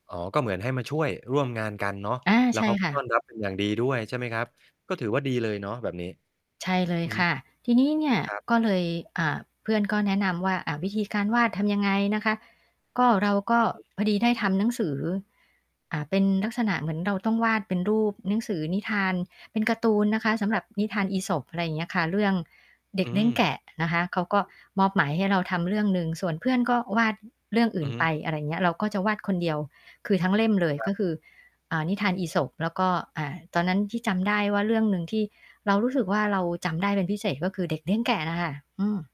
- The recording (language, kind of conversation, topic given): Thai, podcast, งานที่คุณทำอยู่ทุกวันนี้ทำให้คุณมีความสุขอย่างไร?
- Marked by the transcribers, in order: distorted speech; other background noise